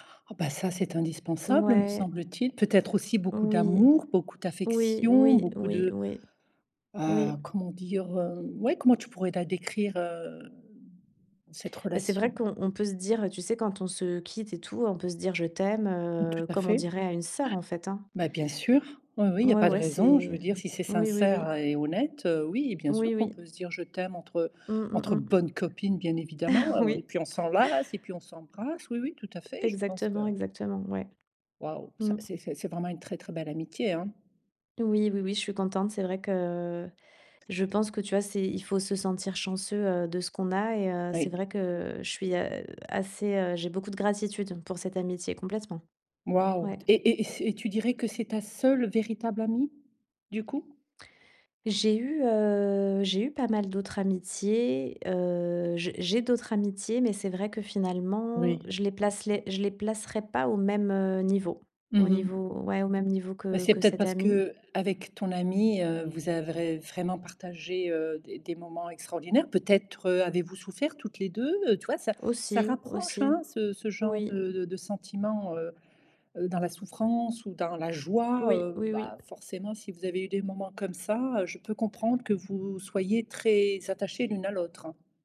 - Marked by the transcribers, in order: drawn out: "hem"; stressed: "bonnes"; chuckle; other noise; "placerais" said as "placelais"; "avez" said as "avrez"
- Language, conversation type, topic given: French, podcast, Peux-tu raconter une amitié née pendant un voyage ?